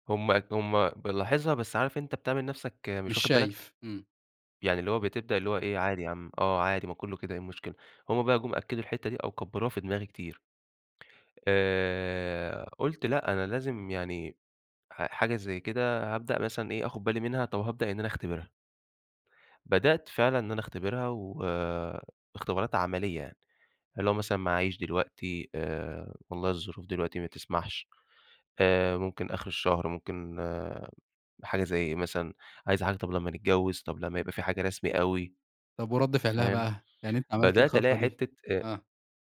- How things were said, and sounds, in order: none
- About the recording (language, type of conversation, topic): Arabic, podcast, إزاي تقدر تحوّل ندمك لدرس عملي؟
- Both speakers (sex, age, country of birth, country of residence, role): male, 25-29, Egypt, Egypt, guest; male, 25-29, Egypt, Egypt, host